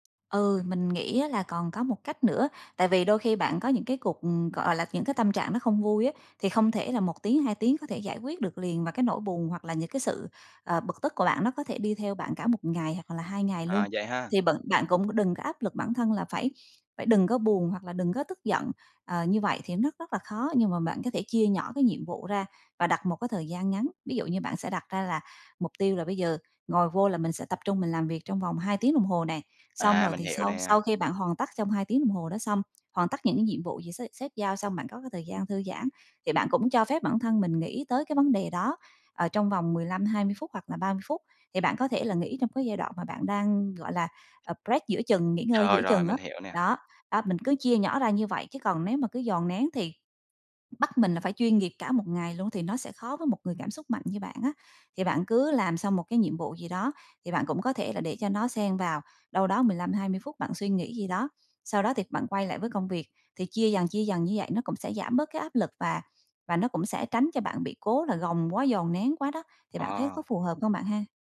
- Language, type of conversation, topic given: Vietnamese, advice, Làm sao để tập trung khi bạn dễ bị cảm xúc mạnh làm xao lãng?
- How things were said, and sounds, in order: tapping; "rất-" said as "nất"; in English: "break"